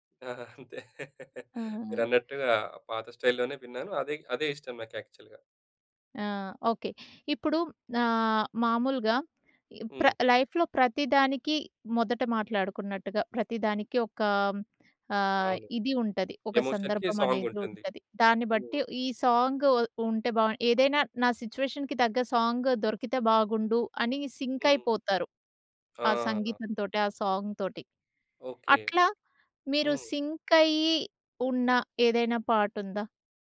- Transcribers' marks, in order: chuckle; in English: "స్టైల్‌లోనే"; in English: "యాక్చువల్‌గా"; in English: "లైఫ్‌లో"; in English: "ఎమోషన్‌కి సాంగ్"; in English: "సిట్యుయేషన్‌కి"; in English: "సాంగ్"; in English: "సింక్"; tapping; in English: "సాంగ్"; in English: "సింక్"
- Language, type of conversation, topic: Telugu, podcast, సంగీతానికి మీ తొలి జ్ఞాపకం ఏమిటి?